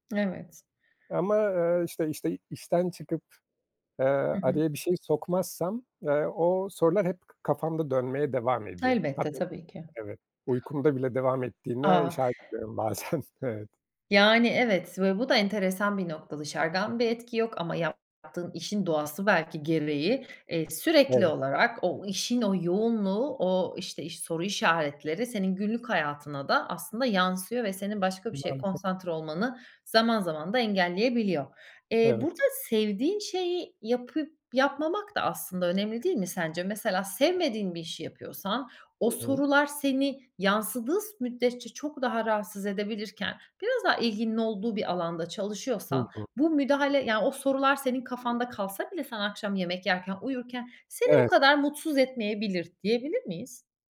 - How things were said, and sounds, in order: tapping; other background noise; laughing while speaking: "bazen"
- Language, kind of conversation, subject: Turkish, podcast, İş-yaşam dengesini korumak için neler yapıyorsun?